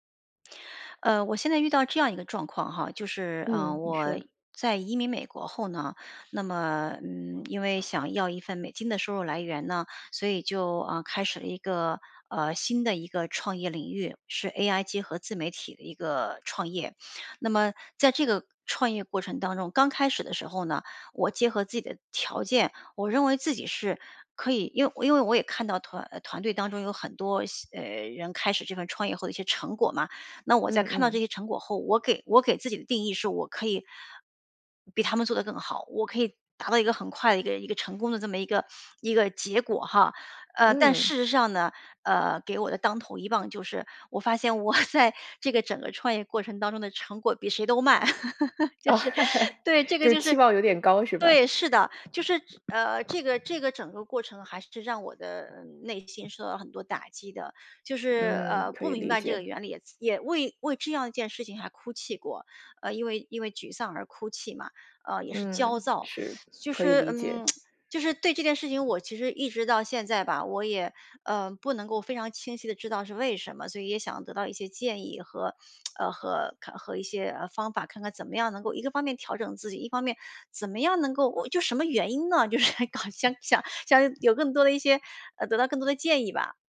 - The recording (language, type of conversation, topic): Chinese, advice, 我定的目标太高，觉得不现实又很沮丧，该怎么办？
- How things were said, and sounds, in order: other background noise; laughing while speaking: "我在"; laugh; laughing while speaking: "就是"; laugh; teeth sucking; tsk; tsk; laughing while speaking: "就是想搞"